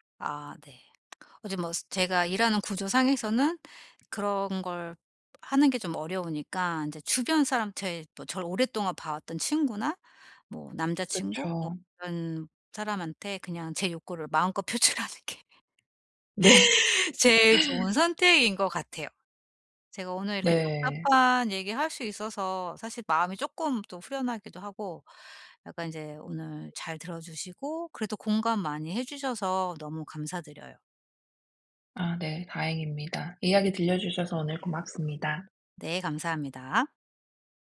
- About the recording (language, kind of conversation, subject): Korean, advice, 남들이 기대하는 모습과 제 진짜 욕구를 어떻게 조율할 수 있을까요?
- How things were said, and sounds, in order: tsk; laughing while speaking: "표출하는 게"; laugh; laughing while speaking: "네"; laugh; other background noise; tapping